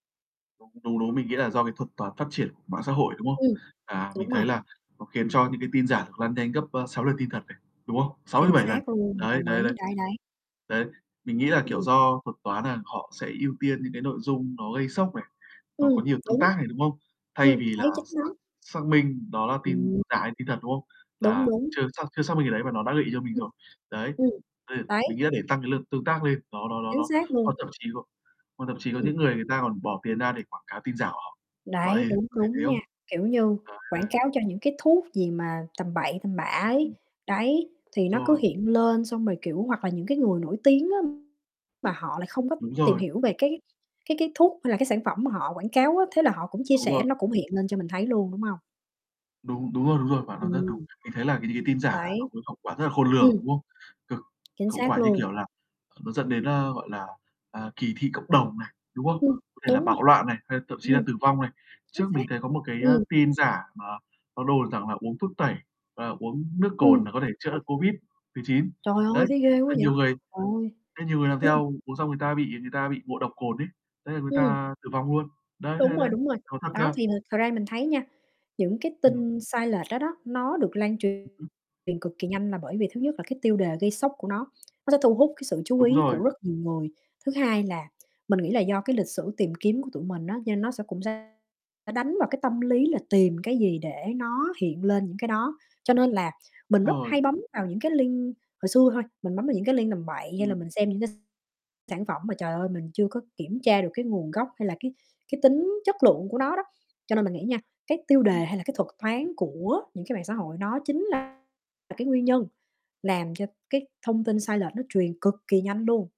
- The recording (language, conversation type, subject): Vietnamese, unstructured, Bạn có lo ngại về việc thông tin sai lệch lan truyền nhanh không?
- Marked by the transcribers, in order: distorted speech; tapping; static; other background noise; in English: "link"; in English: "link"